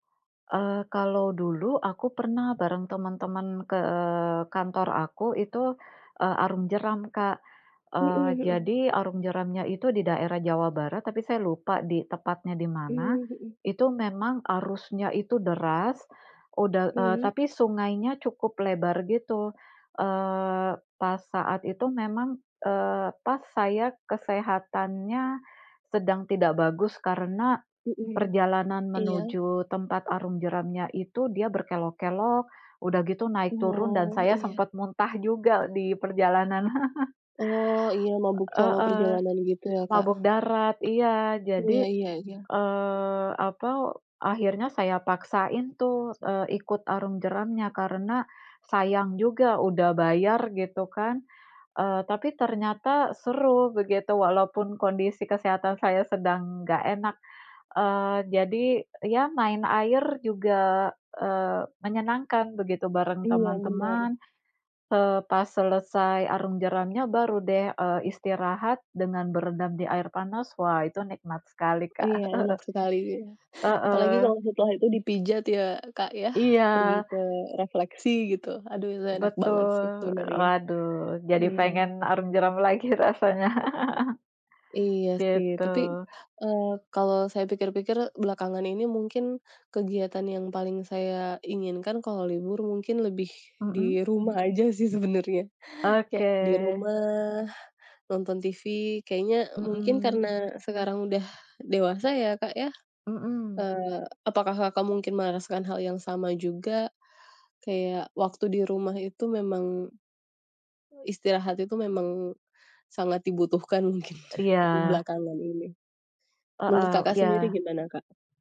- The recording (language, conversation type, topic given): Indonesian, unstructured, Apa kegiatan favoritmu saat libur panjang tiba?
- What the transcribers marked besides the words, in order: laugh; tapping; other background noise; laugh; laugh; laughing while speaking: "aja sih sebenernya"; laughing while speaking: "mungkin"